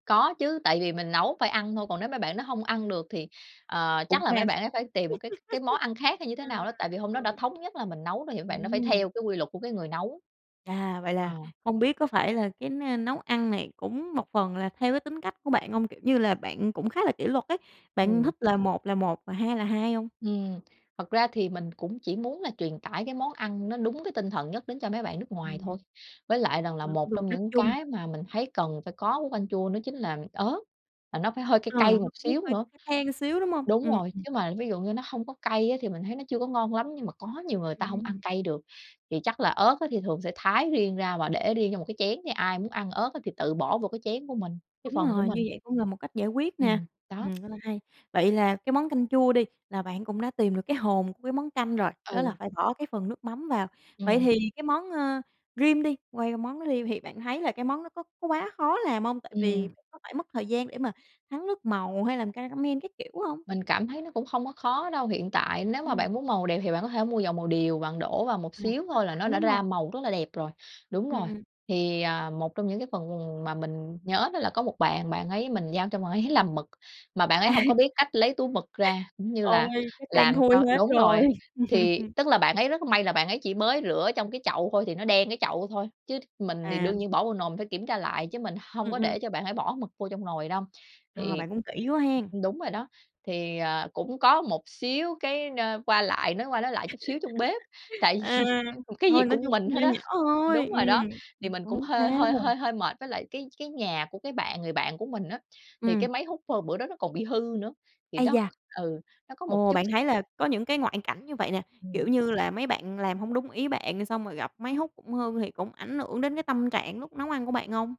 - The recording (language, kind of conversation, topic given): Vietnamese, podcast, Bạn có thể kể về bữa ăn bạn nấu khiến người khác ấn tượng nhất không?
- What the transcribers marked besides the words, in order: laugh; tapping; unintelligible speech; laughing while speaking: "À!"; laugh; laugh; laughing while speaking: "Tại vì"